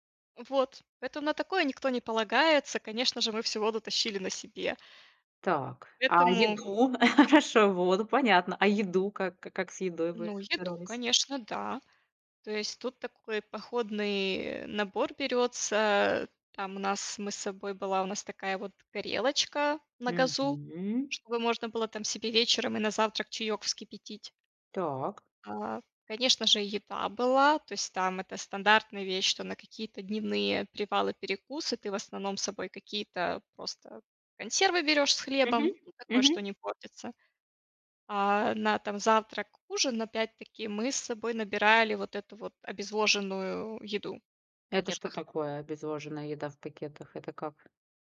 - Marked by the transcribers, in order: laugh; tapping
- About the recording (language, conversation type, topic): Russian, podcast, Какой поход на природу был твоим любимым и почему?